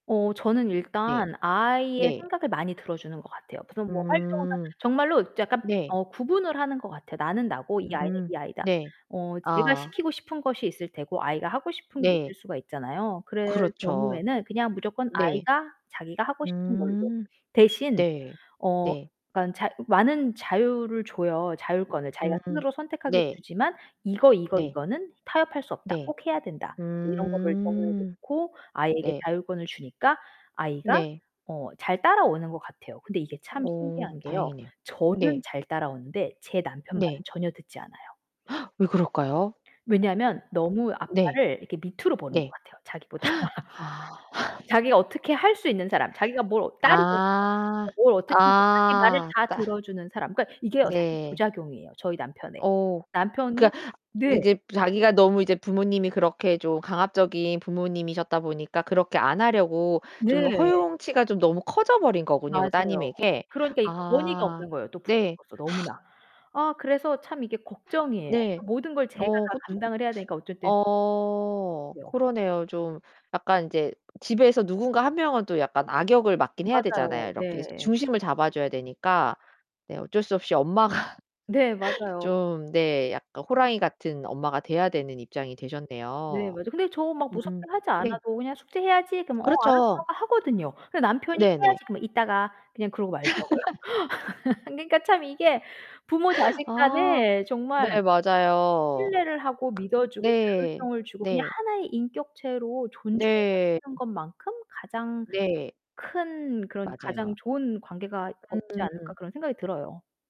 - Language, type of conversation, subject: Korean, podcast, 부모님과의 소통에서 가장 중요한 것은 무엇일까요?
- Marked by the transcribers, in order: distorted speech; other background noise; drawn out: "음"; tapping; gasp; gasp; laughing while speaking: "자기보다"; laugh; drawn out: "아. 아"; unintelligible speech; unintelligible speech; drawn out: "어"; unintelligible speech; laughing while speaking: "엄마가"; laugh; laugh; laughing while speaking: "그러니까 참 이게"